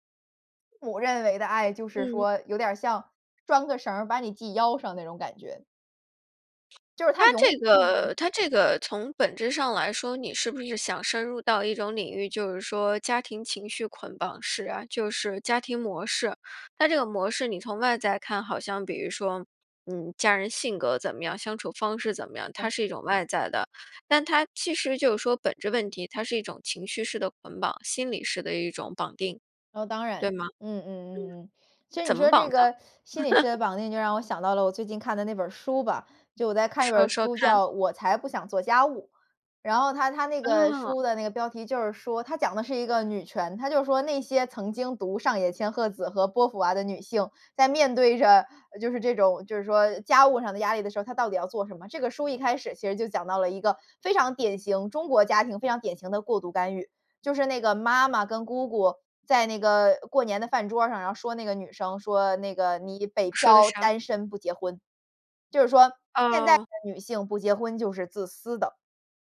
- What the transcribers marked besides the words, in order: tsk; other background noise; other noise; teeth sucking; chuckle
- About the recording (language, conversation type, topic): Chinese, podcast, 你觉得如何区分家庭支持和过度干预？
- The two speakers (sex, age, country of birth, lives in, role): female, 20-24, China, United States, guest; female, 35-39, China, United States, host